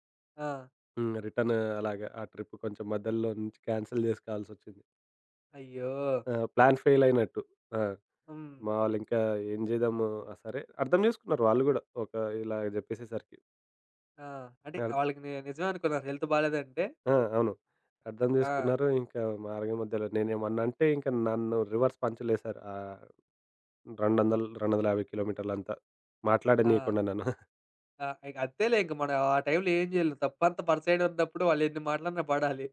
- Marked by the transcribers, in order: in English: "రిటర్న్"; in English: "ట్రిప్"; in English: "క్యాన్సిల్"; in English: "ప్లాన్ ఫేల్"; in English: "హెల్త్"; in English: "రివర్స్"; chuckle
- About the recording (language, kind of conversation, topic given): Telugu, podcast, మీ ప్రణాళిక విఫలమైన తర్వాత మీరు కొత్త మార్గాన్ని ఎలా ఎంచుకున్నారు?